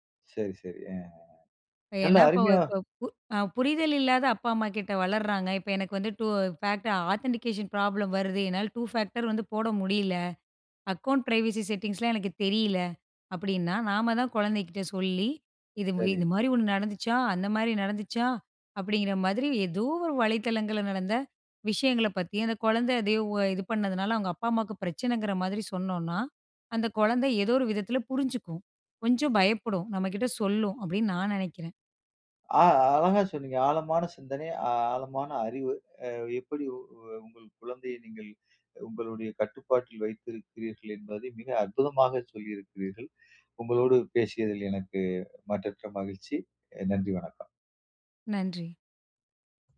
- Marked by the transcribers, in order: in English: "ஃபேக்ட் ஆதன்டிகேஷன் ப்ராப்ளம்"; in English: "டூ ஃபேக்டர்"; in English: "அக்கௌண்ட் பிரைவசி செட்டிங்ஸ்லாம்"; other noise
- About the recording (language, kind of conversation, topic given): Tamil, podcast, குழந்தைகள் ஆன்லைனில் இருக்கும் போது பெற்றோர் என்னென்ன விஷயங்களை கவனிக்க வேண்டும்?